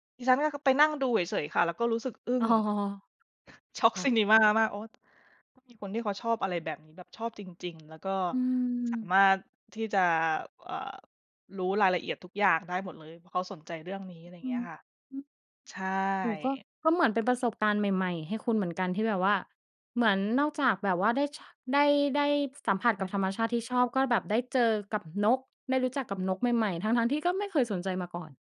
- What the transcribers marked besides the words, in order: laughing while speaking: "อ้อ"; tapping; other background noise
- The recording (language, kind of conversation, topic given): Thai, podcast, เล่าเหตุผลที่ทำให้คุณรักธรรมชาติได้ไหม?
- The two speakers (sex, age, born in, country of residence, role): female, 30-34, Thailand, Thailand, host; female, 30-34, Thailand, United States, guest